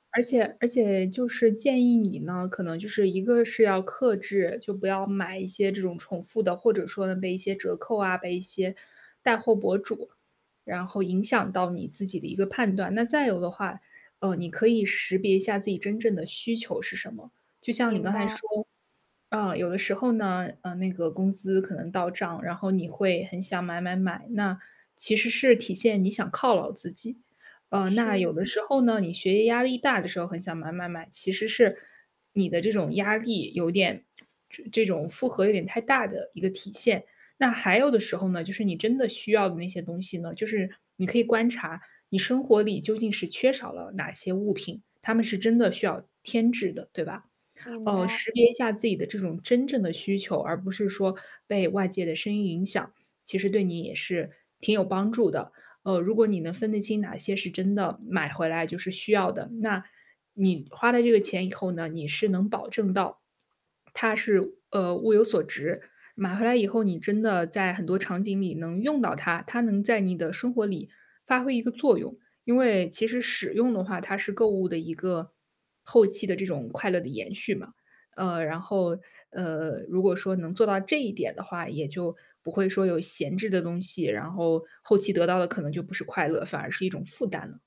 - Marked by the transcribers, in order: static; tapping; distorted speech; other background noise
- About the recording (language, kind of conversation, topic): Chinese, advice, 如何在想买新东西的欲望与对已有物品的满足感之间取得平衡？